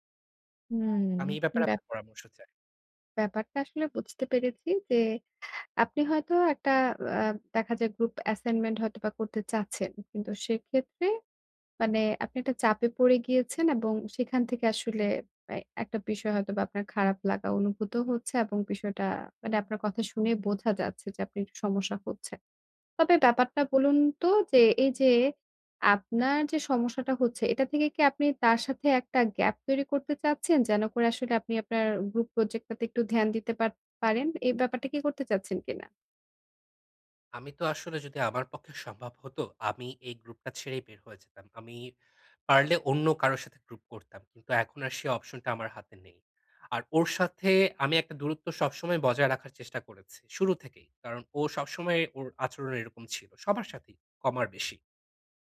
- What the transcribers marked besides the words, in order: in English: "gap"
- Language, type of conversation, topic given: Bengali, advice, আমি কীভাবে দলগত চাপের কাছে নতি না স্বীকার করে নিজের সীমা নির্ধারণ করতে পারি?